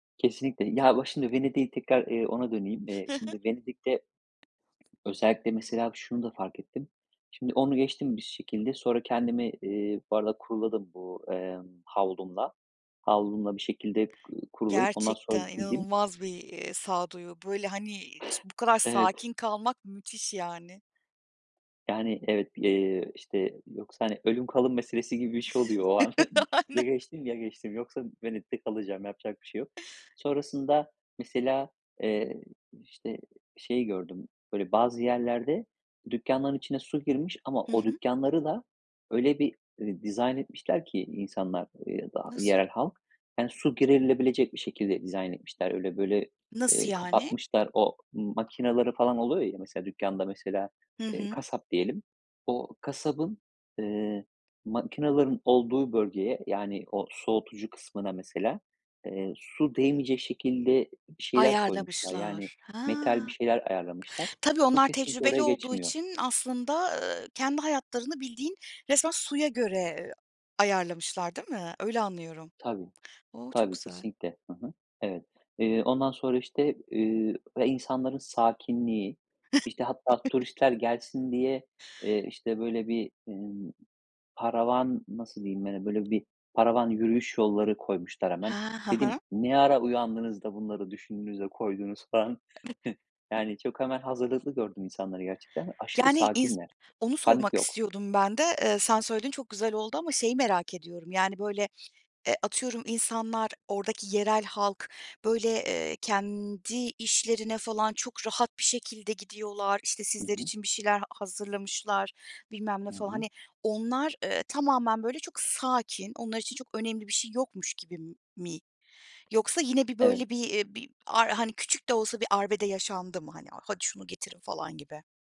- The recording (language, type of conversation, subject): Turkish, podcast, Seyahatte başına gelen en komik aksilik neydi, anlatır mısın?
- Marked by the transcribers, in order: tapping; other background noise; other noise; chuckle; chuckle; chuckle